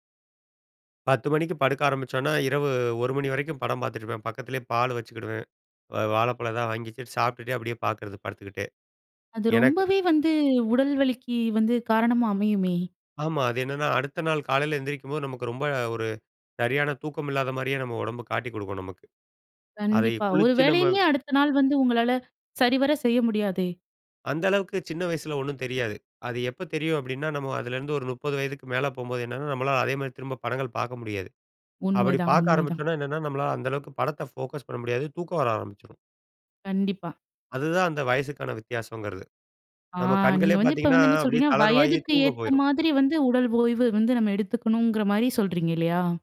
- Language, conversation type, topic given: Tamil, podcast, உடல் உங்களுக்கு ஓய்வு சொல்லும்போது நீங்கள் அதை எப்படி கேட்கிறீர்கள்?
- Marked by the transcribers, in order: in English: "ஃபோகஸ்"